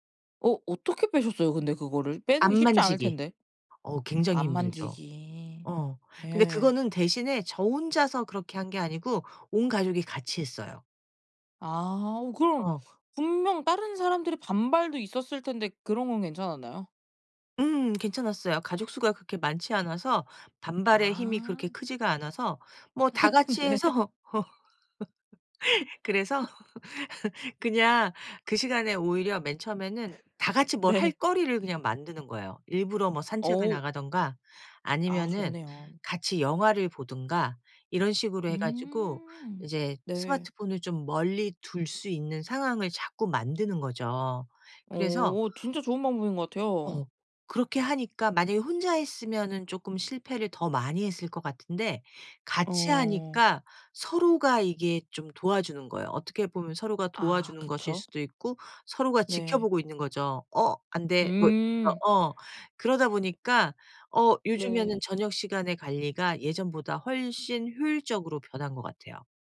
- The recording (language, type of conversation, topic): Korean, podcast, 시간 관리를 잘하려면 무엇부터 바꿔야 할까요?
- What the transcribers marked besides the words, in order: other background noise; laugh; laughing while speaking: "네"; laugh; laugh; tapping